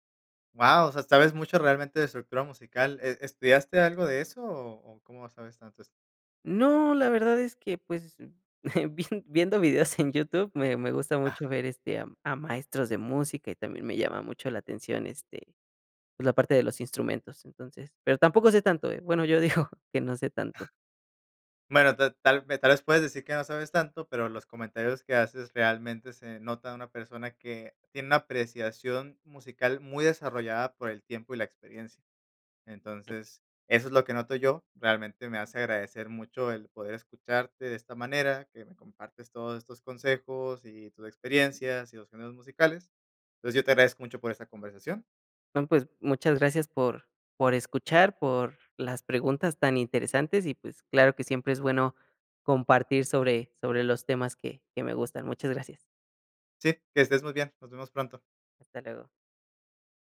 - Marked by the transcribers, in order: chuckle; chuckle; other noise
- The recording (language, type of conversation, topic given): Spanish, podcast, ¿Qué canción te transporta a la infancia?